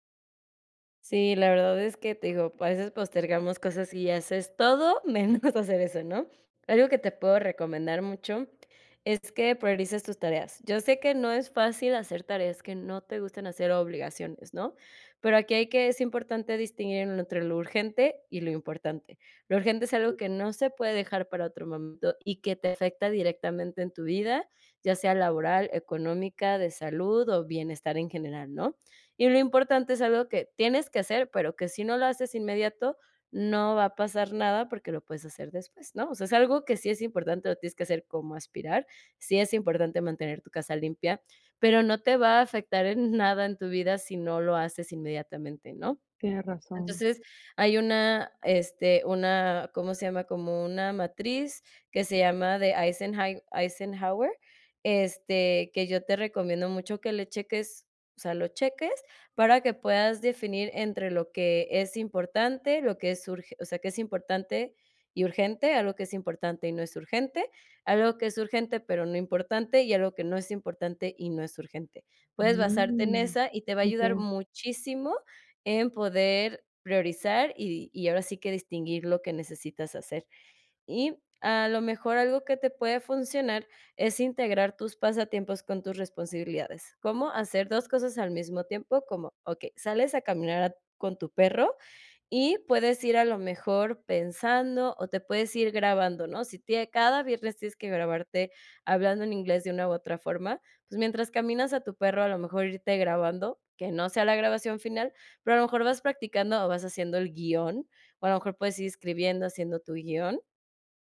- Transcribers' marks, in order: laughing while speaking: "menos hacer eso"; other noise; chuckle
- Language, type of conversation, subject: Spanish, advice, ¿Cómo puedo equilibrar mis pasatiempos con mis obligaciones diarias sin sentirme culpable?